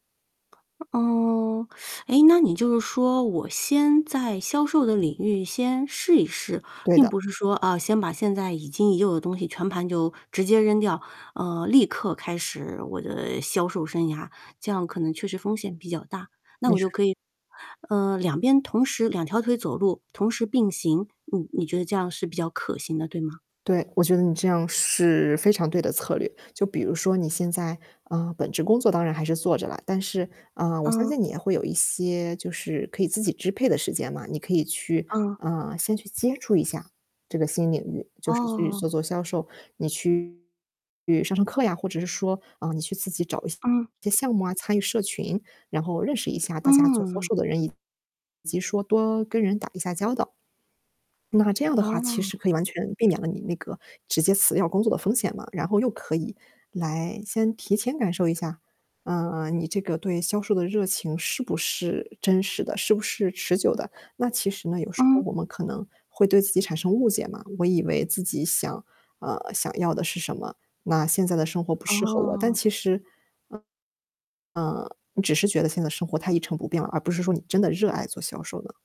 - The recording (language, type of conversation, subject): Chinese, advice, 我想转行去追寻自己的热情，但又害怕冒险和失败，该怎么办？
- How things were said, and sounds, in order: tapping; teeth sucking; other background noise; distorted speech; static; swallow